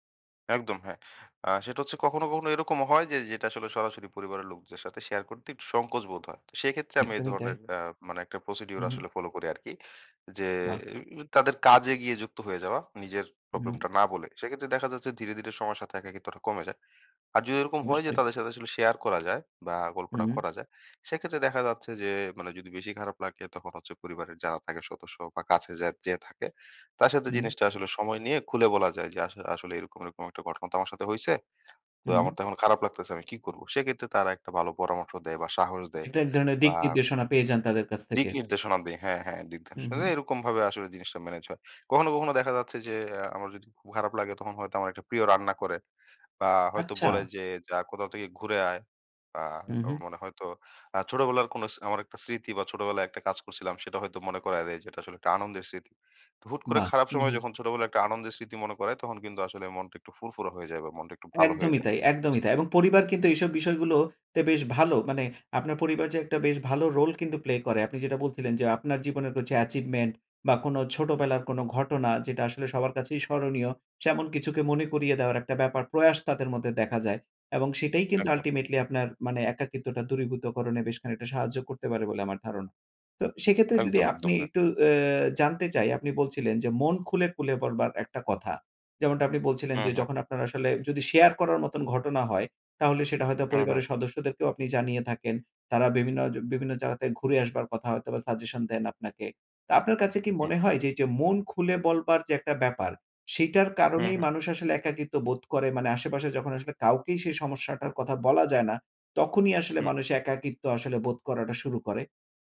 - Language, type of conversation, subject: Bengali, podcast, আপনি একা অনুভব করলে সাধারণত কী করেন?
- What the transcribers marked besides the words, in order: tapping; other background noise